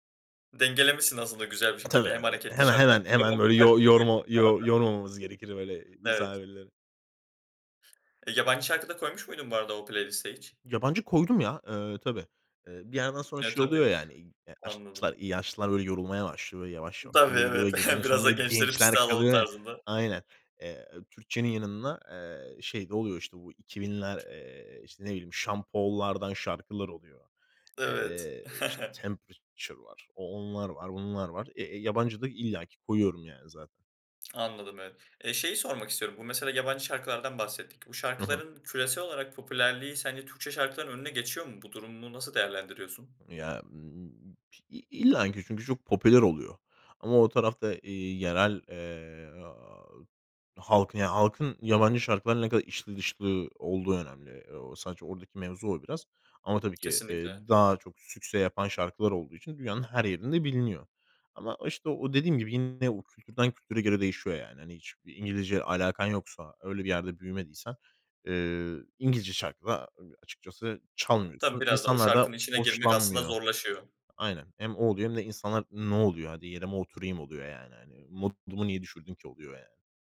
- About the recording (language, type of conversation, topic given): Turkish, podcast, Hangi şarkı düğün veya nişanla en çok özdeşleşiyor?
- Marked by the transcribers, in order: other background noise; in English: "playlist'e"; tapping; unintelligible speech; chuckle; chuckle